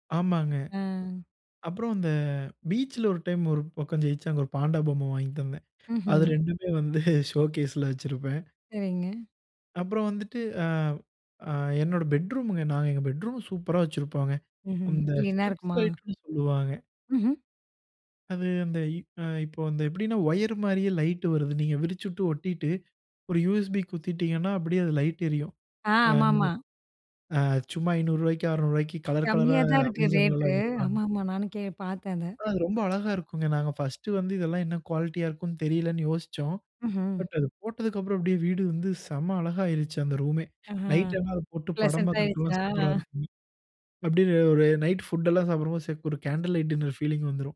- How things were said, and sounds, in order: tapping; other noise; laughing while speaking: "வந்து"; in English: "ஷோகேஸ்ல"; in English: "க்ளீனா"; in English: "ஸ்ட்ரிப்ஸ் லைட்னு"; in English: "ரேட்டு"; in English: "பர்ஸ்ட்டு"; in English: "பட்"; in English: "ப்ளசன்ட்"; laughing while speaking: "ஆயிருச்சா?"; in English: "நைட் ஃபுட்"; in English: "கேண்டில் லைட் டின்னர் பீலிங்"
- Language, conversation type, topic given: Tamil, podcast, சிறிய வீட்டை வசதியாகவும் விசாலமாகவும் மாற்ற நீங்கள் என்னென்ன வழிகளைப் பயன்படுத்துகிறீர்கள்?